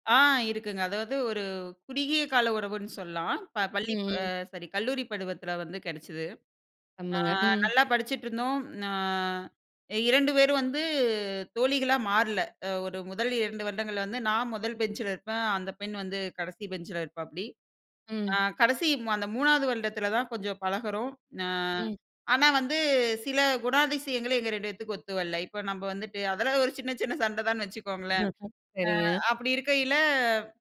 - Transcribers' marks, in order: none
- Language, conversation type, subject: Tamil, podcast, மன்னிப்பு இல்லாமலேயே ஒரு உறவைத் தொடர முடியுமா?